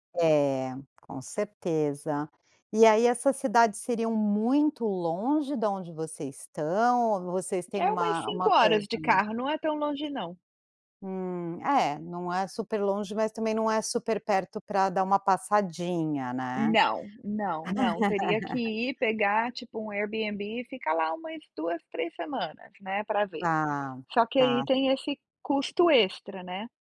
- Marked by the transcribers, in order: tapping; other background noise; laugh
- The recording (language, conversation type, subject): Portuguese, advice, Como posso começar a decidir uma escolha de vida importante quando tenho opções demais e fico paralisado?